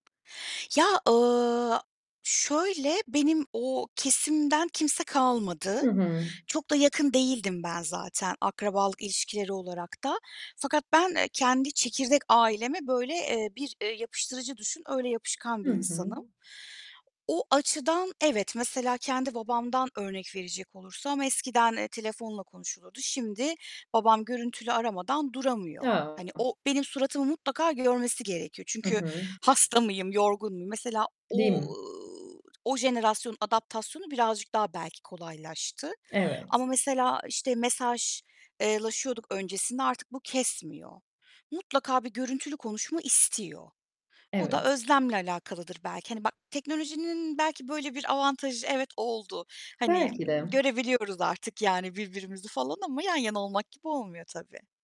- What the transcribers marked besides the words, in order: tapping; static; distorted speech; other background noise
- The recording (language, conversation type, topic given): Turkish, podcast, Teknolojinin ilişkiler üzerindeki etkisini genel olarak nasıl değerlendiriyorsun?
- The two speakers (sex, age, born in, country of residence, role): female, 35-39, Turkey, Germany, guest; female, 35-39, Turkey, Italy, host